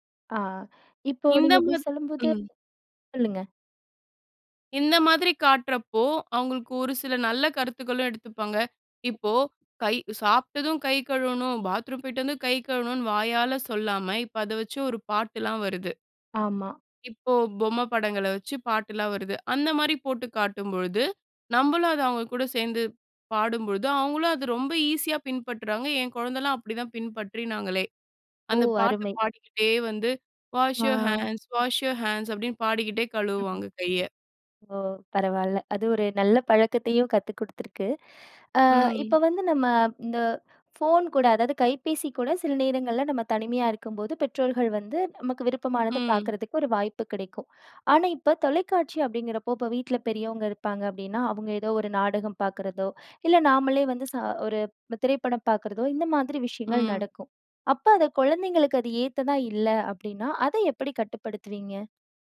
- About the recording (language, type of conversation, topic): Tamil, podcast, குழந்தைகளின் திரை நேரத்தை நீங்கள் எப்படி கையாள்கிறீர்கள்?
- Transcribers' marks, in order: other background noise; singing: "வாஷ் யூர் ஹேண்ட்ஸ், வாஷ் யூர் ஹேண்ட்ஸ்!"; in English: "வாஷ் யூர் ஹேண்ட்ஸ், வாஷ் யூர் ஹேண்ட்ஸ்!"; chuckle